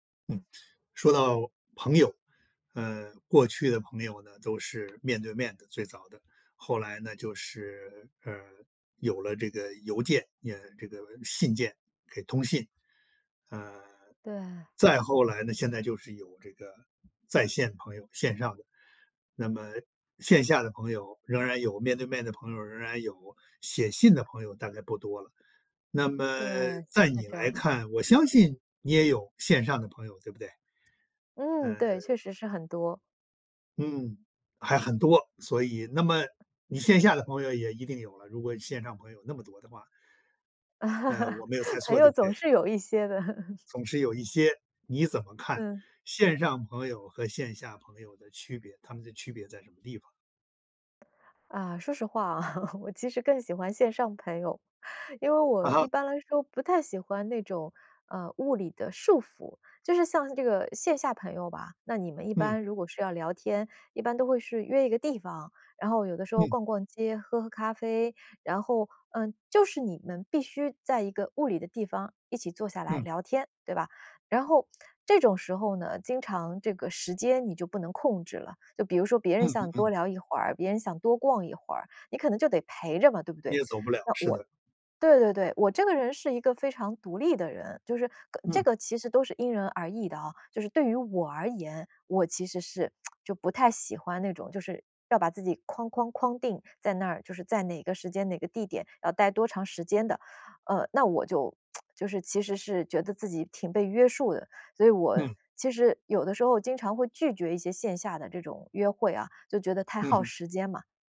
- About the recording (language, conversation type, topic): Chinese, podcast, 你怎么看线上朋友和线下朋友的区别？
- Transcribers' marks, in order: tapping; laugh; laughing while speaking: "朋友总是有一些的"; laugh; laugh; laughing while speaking: "我其实更喜欢线上朋友"; lip smack; tsk